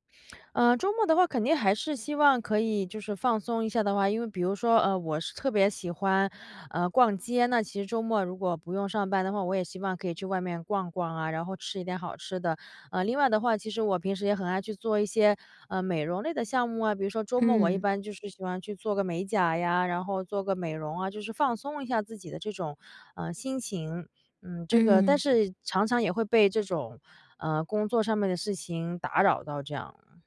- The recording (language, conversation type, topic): Chinese, advice, 我怎样才能更好地区分工作和生活？
- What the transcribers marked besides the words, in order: none